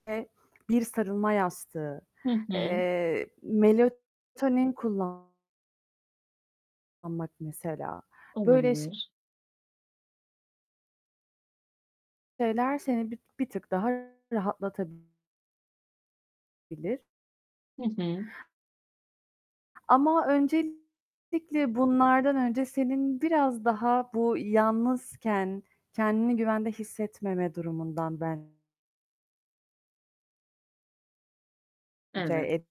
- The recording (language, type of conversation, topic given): Turkish, advice, Gece uyuyamıyorum; zihnim sürekli dönüyor ve rahatlayamıyorum, ne yapabilirim?
- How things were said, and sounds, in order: tapping; distorted speech; other background noise